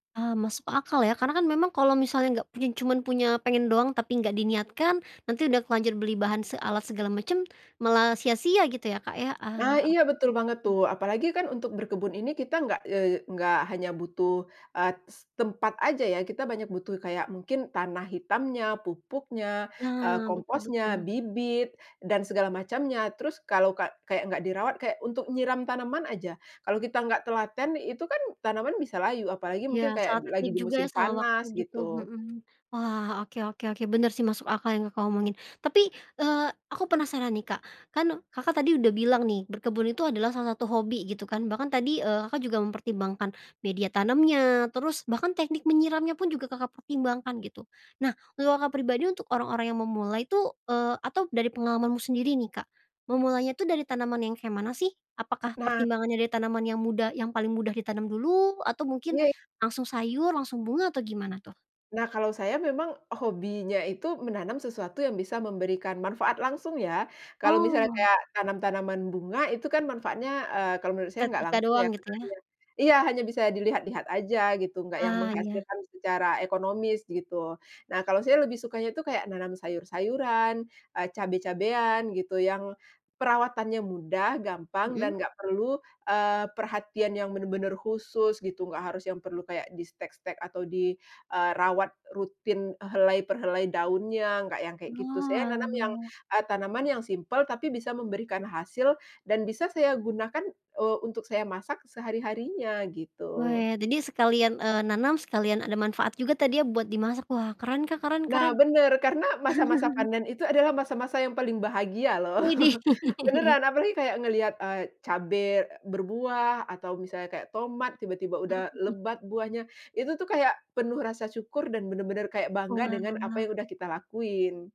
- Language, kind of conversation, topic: Indonesian, podcast, Apa tips penting untuk mulai berkebun di rumah?
- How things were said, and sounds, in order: tapping; background speech; chuckle; laughing while speaking: "loh"; laugh